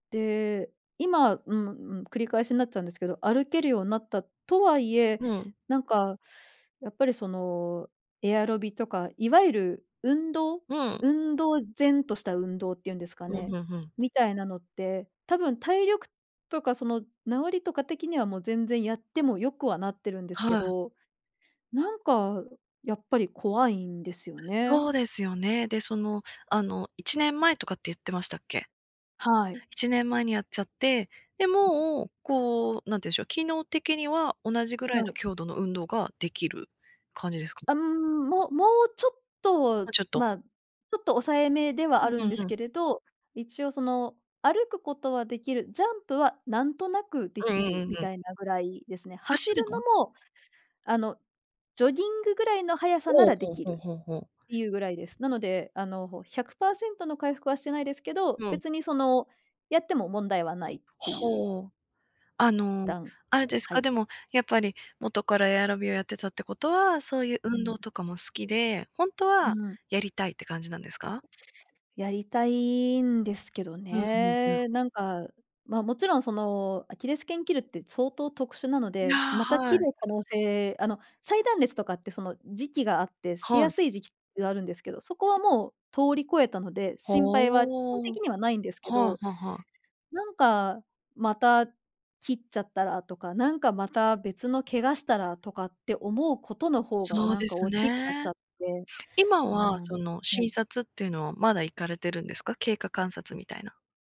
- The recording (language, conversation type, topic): Japanese, advice, 事故や失敗の後、特定の行動が怖くなったことを説明できますか？
- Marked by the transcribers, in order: other background noise; tapping; sniff